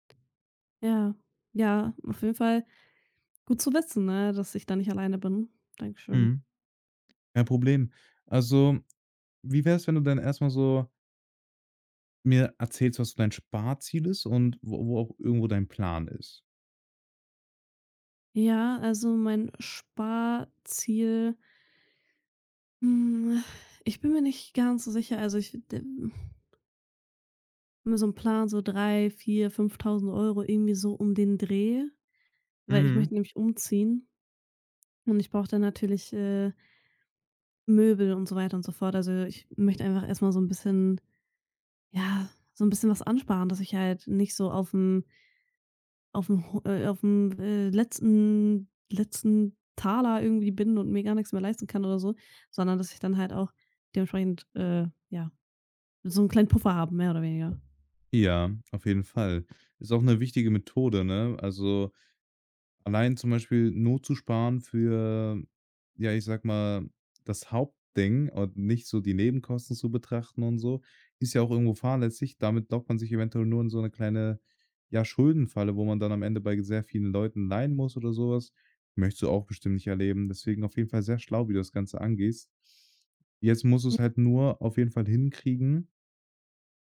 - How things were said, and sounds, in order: other background noise; exhale; unintelligible speech
- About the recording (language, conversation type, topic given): German, advice, Warum habe ich bei kleinen Ausgaben während eines Sparplans Schuldgefühle?